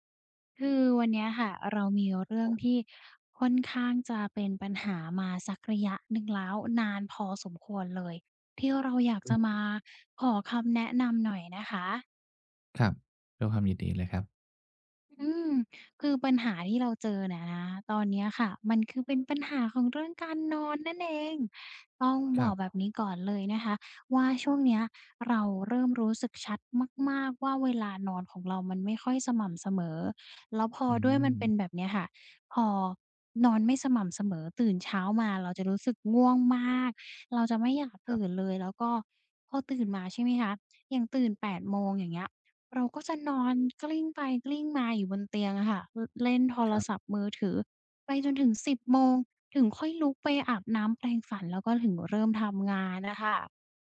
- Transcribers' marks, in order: unintelligible speech; other background noise; stressed: "มาก"
- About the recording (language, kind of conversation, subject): Thai, advice, ตื่นนอนด้วยพลังมากขึ้นได้อย่างไร?